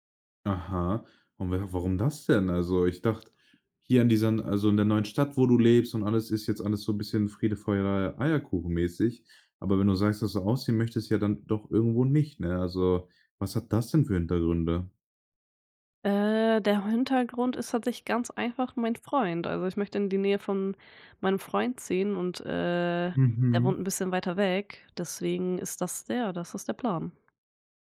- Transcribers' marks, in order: other background noise
- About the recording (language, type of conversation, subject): German, podcast, Wann hast du zum ersten Mal alleine gewohnt und wie war das?